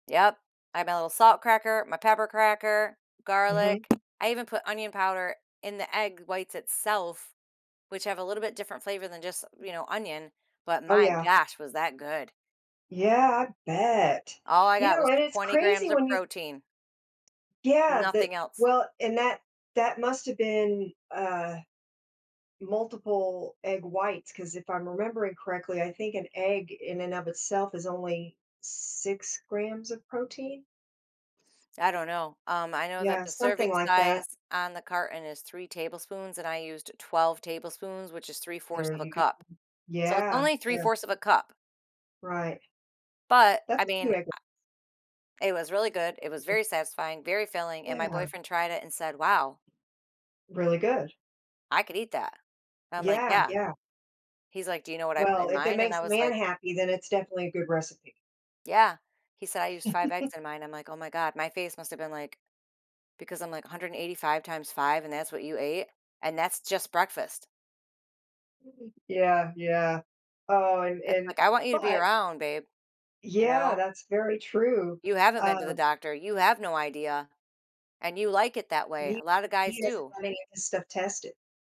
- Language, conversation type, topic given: English, advice, How can I set healthy boundaries without feeling guilty or overwhelmed?
- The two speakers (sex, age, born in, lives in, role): female, 55-59, United States, United States, advisor; female, 55-59, United States, United States, user
- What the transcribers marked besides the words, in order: stressed: "salt"; tapping; other background noise; unintelligible speech; chuckle; background speech